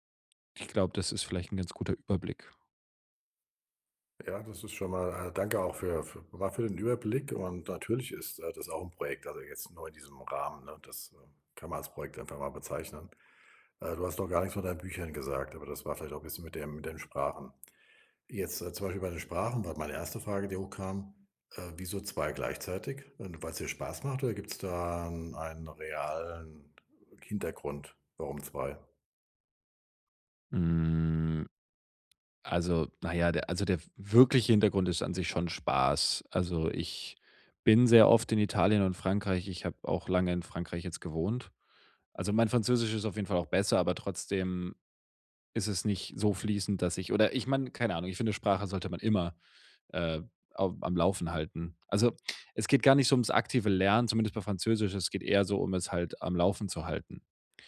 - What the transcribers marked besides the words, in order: drawn out: "Hm"
- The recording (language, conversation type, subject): German, advice, Wie kann ich zu Hause entspannen, wenn ich nicht abschalten kann?